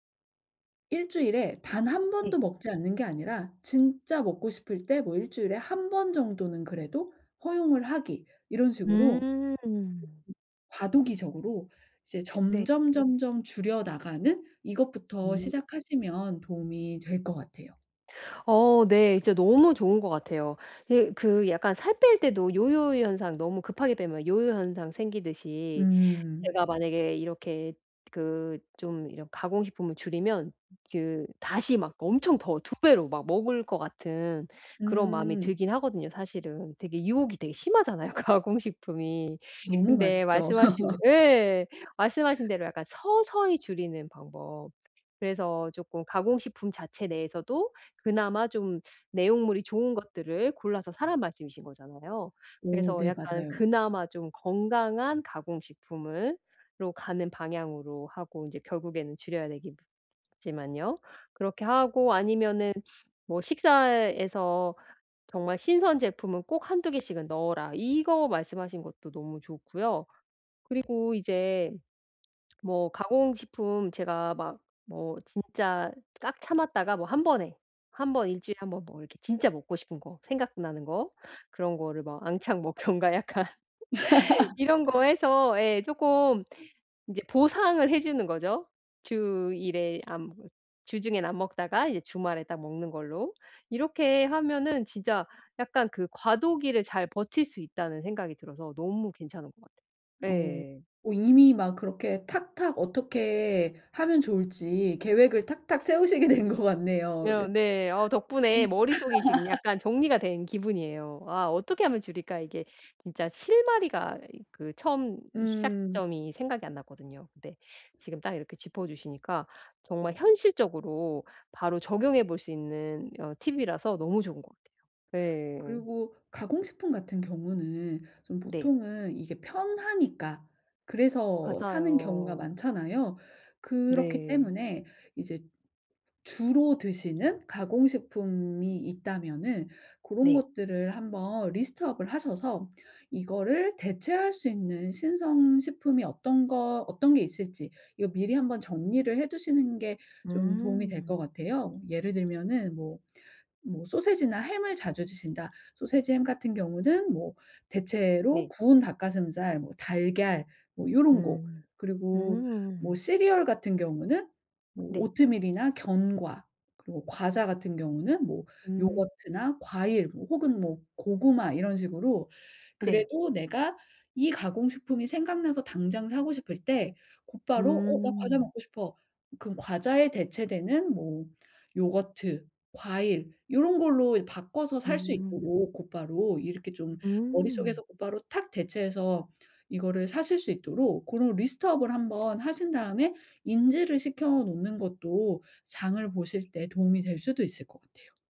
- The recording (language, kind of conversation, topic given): Korean, advice, 장볼 때 가공식품을 줄이려면 어떤 식재료를 사는 것이 좋을까요?
- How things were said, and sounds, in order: other background noise; laughing while speaking: "가공식품이"; laugh; lip smack; laughing while speaking: "먹던가 약간"; laugh; laughing while speaking: "된 것"; unintelligible speech; laugh; in English: "list up을"; in English: "list up을"